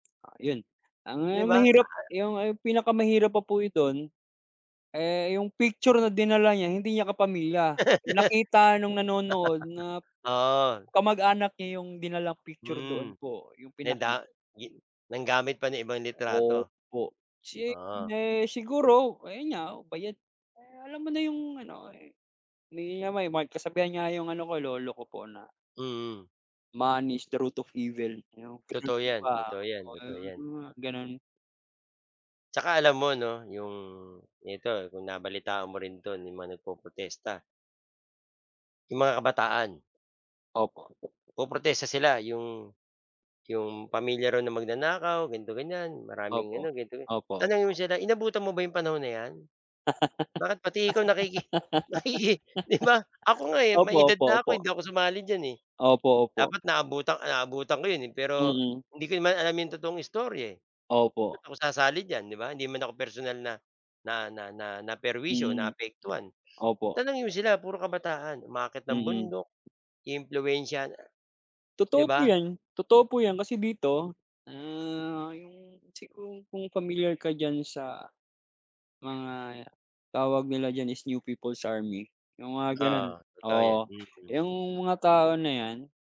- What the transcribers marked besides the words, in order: other background noise; laugh; tapping; in English: "Money is the root of evil"; laugh
- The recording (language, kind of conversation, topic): Filipino, unstructured, Ano ang palagay mo tungkol sa mga protestang nagaganap ngayon?